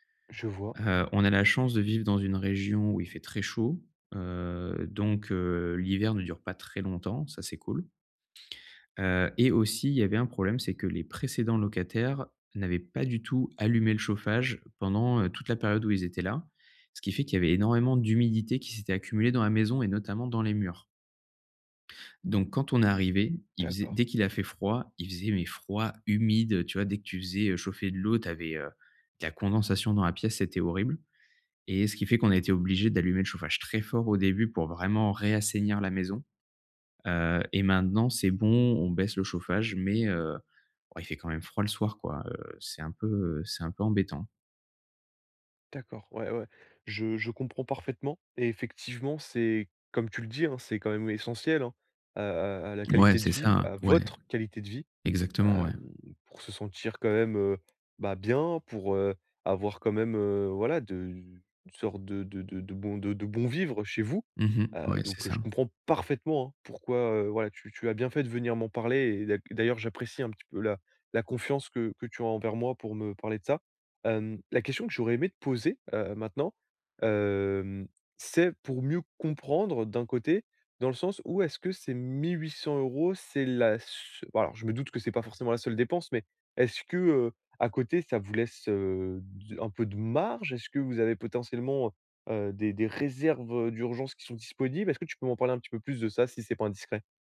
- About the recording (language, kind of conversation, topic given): French, advice, Comment gérer une dépense imprévue sans sacrifier l’essentiel ?
- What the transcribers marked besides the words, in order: stressed: "très"; stressed: "votre"; stressed: "vous"; stressed: "parfaitement"